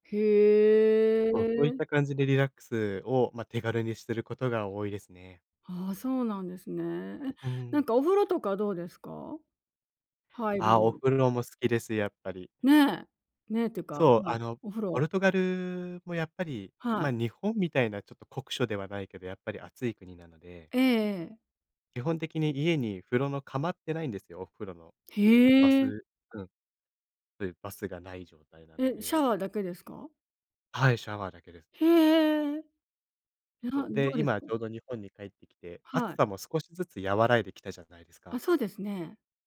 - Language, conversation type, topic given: Japanese, podcast, 疲れたとき、家でどうリラックスする？
- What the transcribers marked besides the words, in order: other background noise; in English: "バス"; in English: "バス"